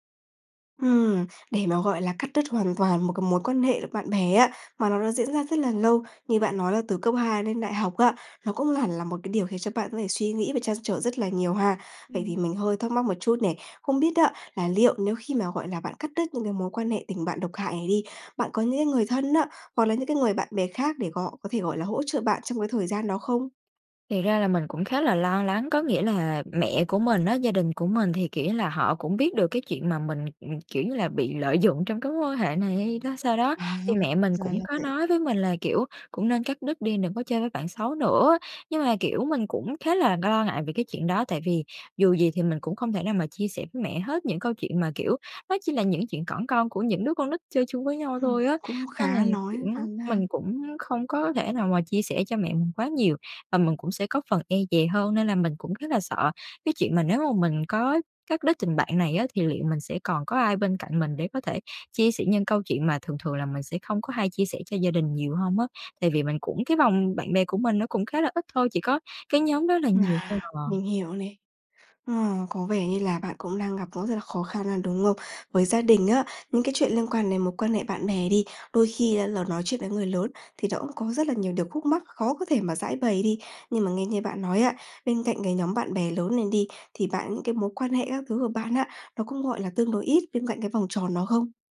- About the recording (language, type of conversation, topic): Vietnamese, advice, Làm sao để chấm dứt một tình bạn độc hại mà không sợ bị cô lập?
- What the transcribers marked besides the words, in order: "họ" said as "gọ"; tapping; laughing while speaking: "dụng"; other background noise